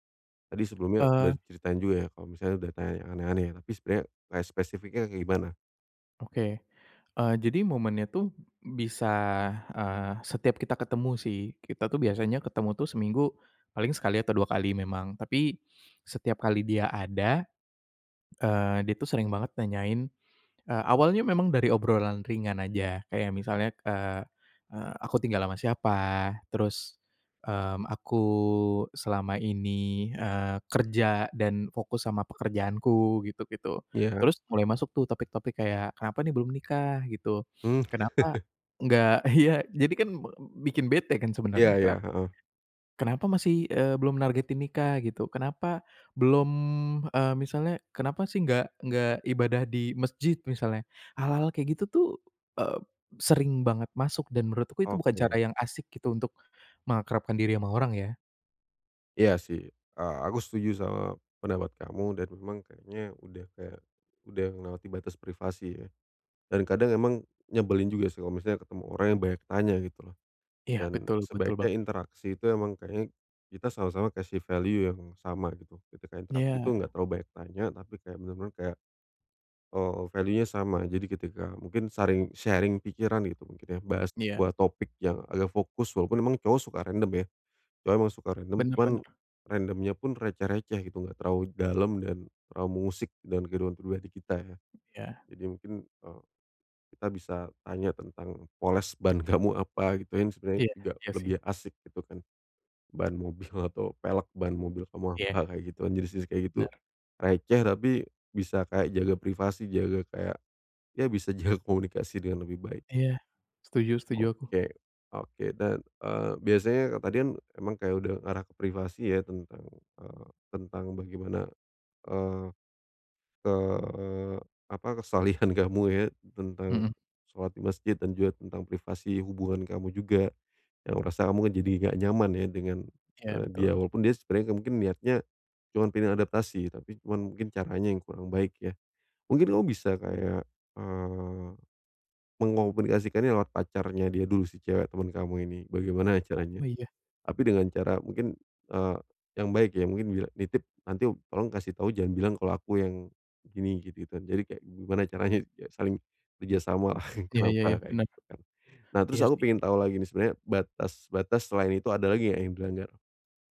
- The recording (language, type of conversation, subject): Indonesian, advice, Bagaimana cara menghadapi teman yang tidak menghormati batasan tanpa merusak hubungan?
- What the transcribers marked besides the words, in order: tapping; laughing while speaking: "ya"; chuckle; other background noise; in English: "value"; in English: "value-nya"; in English: "sharing"; laughing while speaking: "kamu"; laughing while speaking: "mobil"; "Benar" said as "ner"; laughing while speaking: "jaga"; laughing while speaking: "kesalihan"; "mengkomunikasikan" said as "mengomunikasikan"; laughing while speaking: "lah"